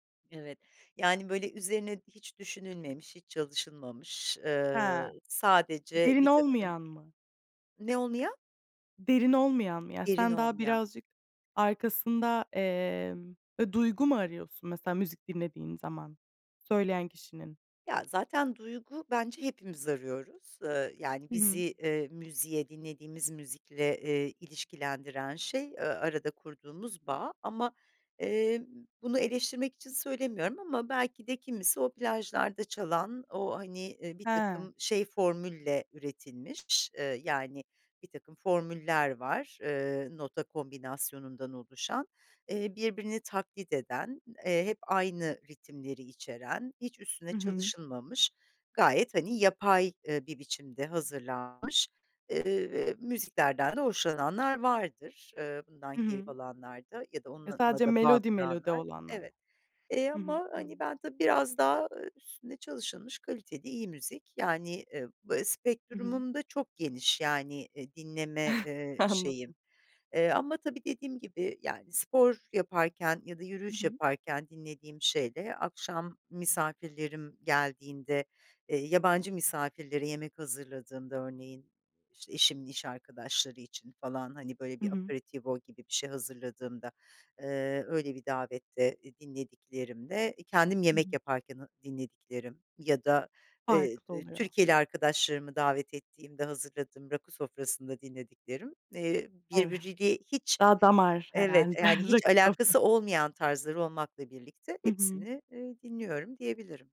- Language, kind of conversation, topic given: Turkish, podcast, Müzik zevkini en çok kim etkiledi: ailen mi, arkadaşların mı?
- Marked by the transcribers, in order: tapping; other background noise; chuckle; in Italian: "aperitivo"; laughing while speaking: "herhâlde. Rakı sofrası"